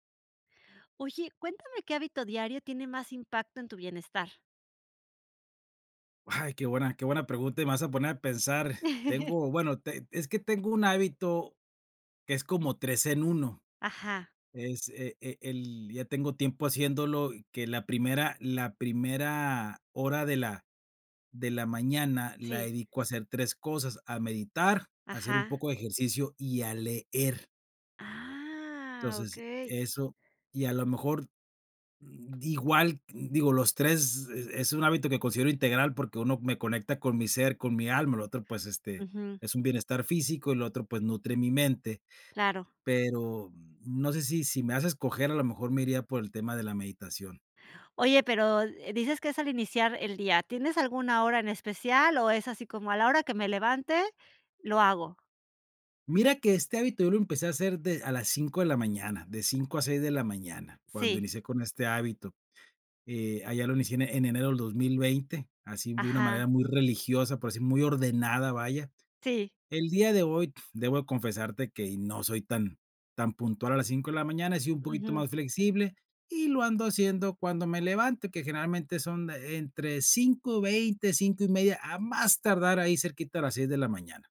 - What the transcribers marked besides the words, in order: laugh; tapping
- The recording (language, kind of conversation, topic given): Spanish, podcast, ¿Qué hábito diario tiene más impacto en tu bienestar?